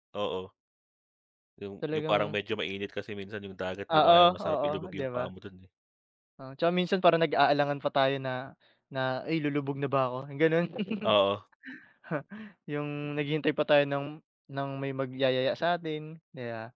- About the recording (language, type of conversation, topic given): Filipino, unstructured, Ano ang nararamdaman mo kapag nasa tabi ka ng dagat o ilog?
- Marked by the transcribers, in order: other background noise; laugh